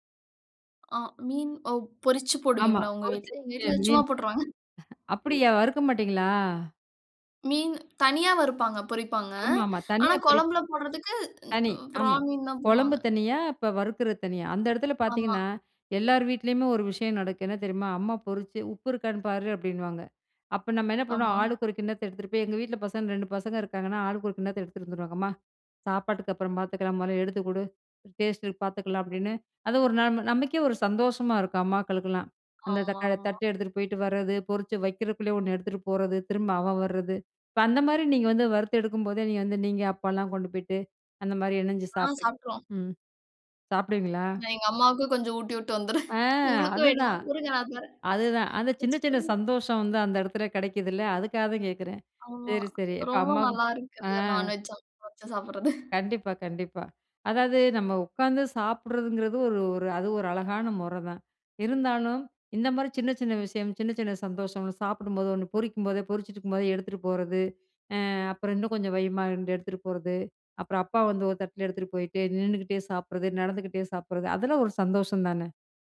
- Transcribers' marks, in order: laughing while speaking: "எங்க வீட்ல சும்மா போட்ருவாங்க"; unintelligible speech; chuckle; other background noise; "இணஞ்சி" said as "எணஞ்சி"; laughing while speaking: "நான் எங்க அம்மாவுக்கு கொஞ்சம் ஊட்டிட்டு வந்துருவேன். உங்களுக்கும் வேணுமா? இருங்க நான் தரேன். வச்சுக்கோங்க"; joyful: "ஆ அதுதான். அதுதான். அந்த சின்ன … இப்ப அம்மாக்கு ஆ"; laughing while speaking: "ரொம்ப நல்லாருக்குல்ல, நான்வெஜ் சமைச்சு வச்சு சாப்பிட்றது"
- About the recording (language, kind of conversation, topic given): Tamil, podcast, வழக்கமான சமையல் முறைகள் மூலம் குடும்பம் எவ்வாறு இணைகிறது?